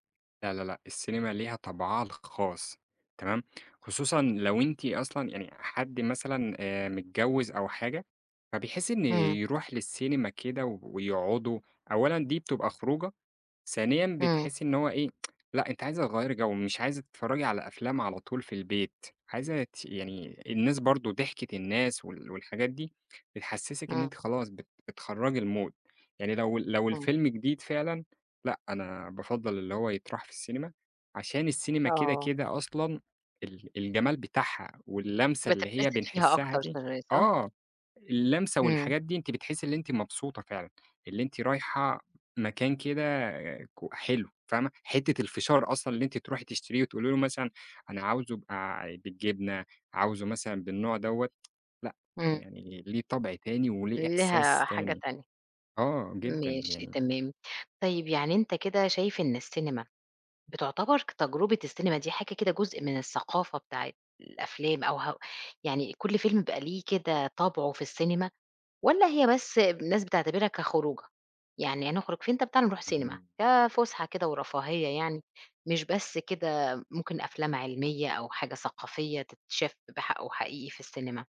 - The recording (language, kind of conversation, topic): Arabic, podcast, إزاي بتقارن بين تجربة مشاهدة الفيلم في السينما وفي البيت؟
- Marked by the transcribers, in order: tsk; in English: "المود"; unintelligible speech; tsk; tapping